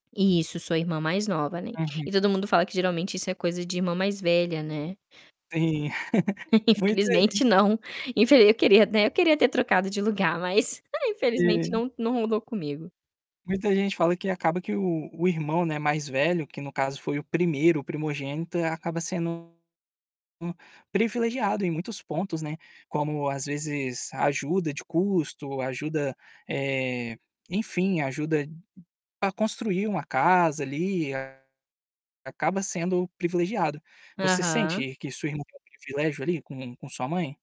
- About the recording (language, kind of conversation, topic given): Portuguese, podcast, Como você pede ajuda quando precisa?
- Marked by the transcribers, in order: other background noise; chuckle; distorted speech